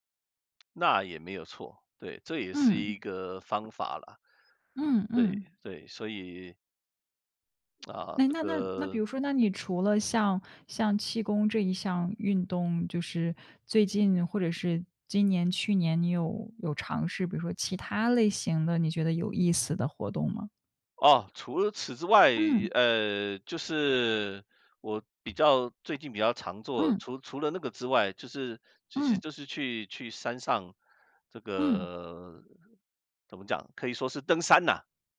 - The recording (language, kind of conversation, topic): Chinese, unstructured, 运动时你最喜欢做什么活动？为什么？
- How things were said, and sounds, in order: none